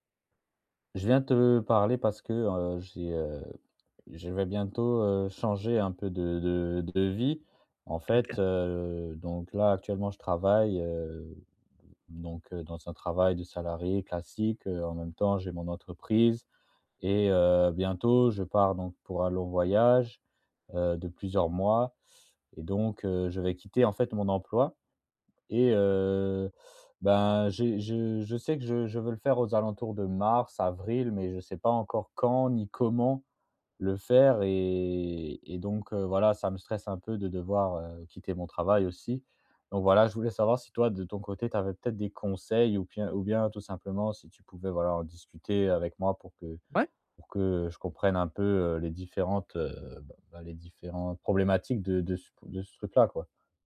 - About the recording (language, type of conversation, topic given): French, advice, Comment savoir si c’est le bon moment pour changer de vie ?
- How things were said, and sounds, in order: other background noise; stressed: "comment"; drawn out: "et"; "bien" said as "pien"